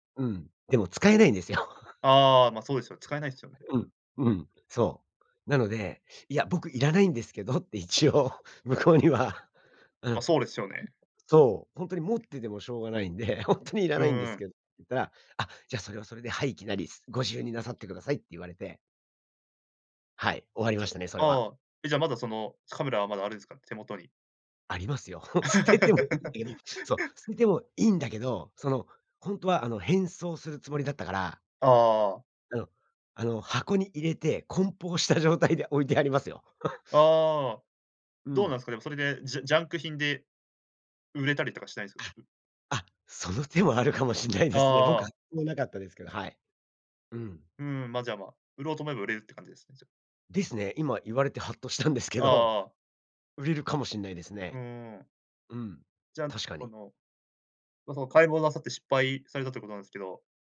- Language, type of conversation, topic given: Japanese, podcast, オンラインでの買い物で失敗したことはありますか？
- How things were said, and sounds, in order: chuckle; laughing while speaking: "一応向こうには"; unintelligible speech; laughing while speaking: "しょうがないんで"; chuckle; laugh; chuckle; other noise; laughing while speaking: "したんですけど"